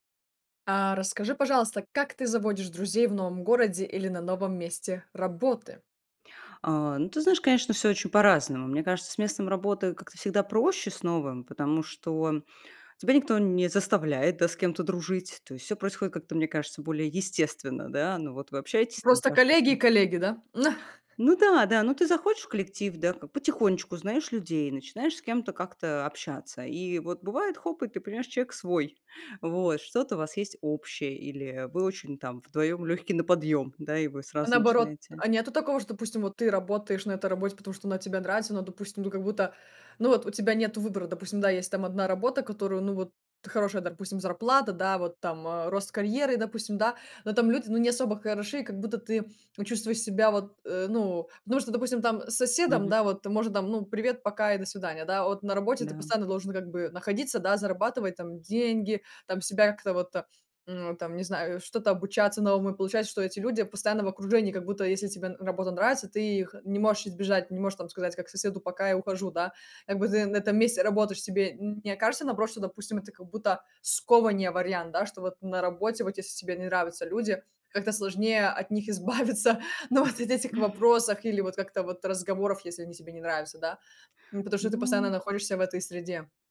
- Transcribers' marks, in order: chuckle; other background noise; laughing while speaking: "избавиться"; chuckle
- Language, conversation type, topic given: Russian, podcast, Как вы заводите друзей в новом городе или на новом месте работы?